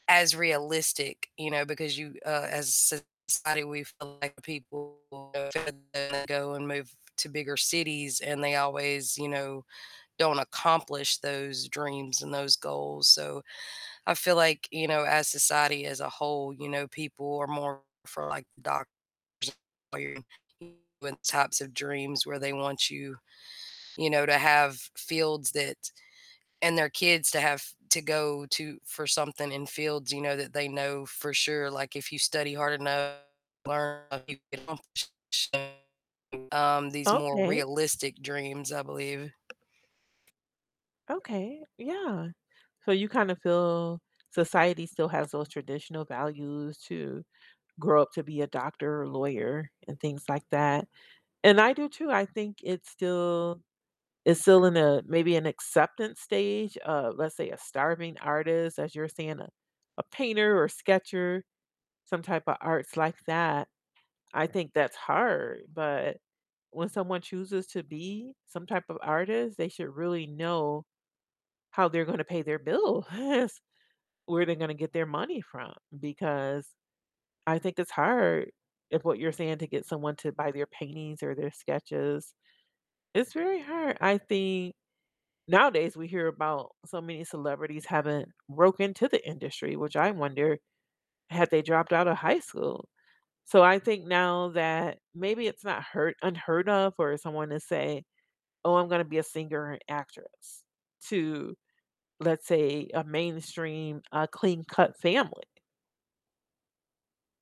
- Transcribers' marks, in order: static; distorted speech; mechanical hum; unintelligible speech; unintelligible speech; unintelligible speech; tapping; laughing while speaking: "bills"
- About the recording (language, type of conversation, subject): English, unstructured, Do you think society values certain dreams more than others?